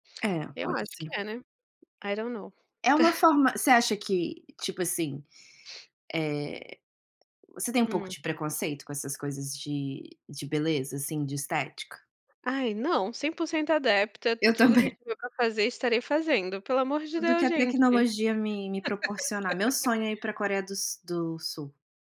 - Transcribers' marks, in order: in English: "I don't know"; chuckle; tapping; chuckle
- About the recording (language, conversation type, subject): Portuguese, unstructured, De que forma você gosta de se expressar no dia a dia?